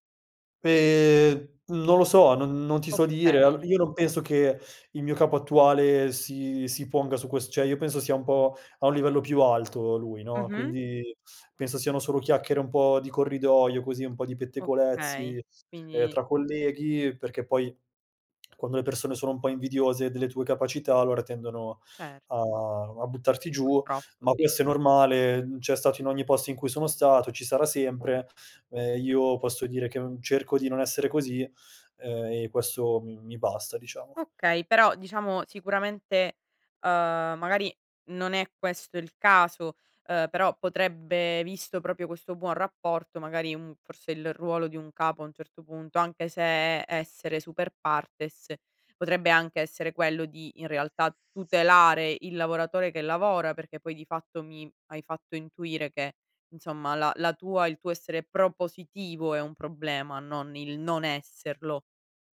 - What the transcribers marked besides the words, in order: "cioè" said as "ceh"; tongue click; other background noise; "proprio" said as "propio"
- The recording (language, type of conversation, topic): Italian, podcast, Hai un capo che ti fa sentire invincibile?